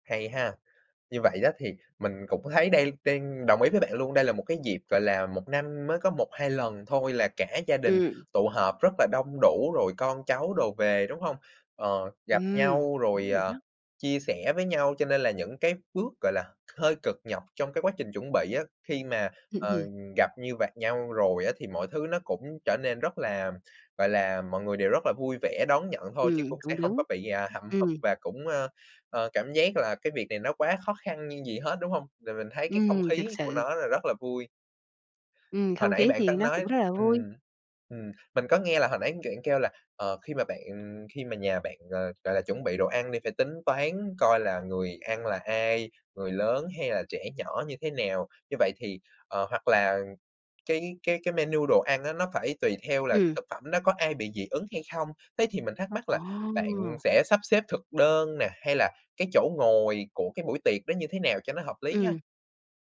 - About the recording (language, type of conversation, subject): Vietnamese, podcast, Bạn chuẩn bị thế nào cho bữa tiệc gia đình lớn?
- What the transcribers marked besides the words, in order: tapping; chuckle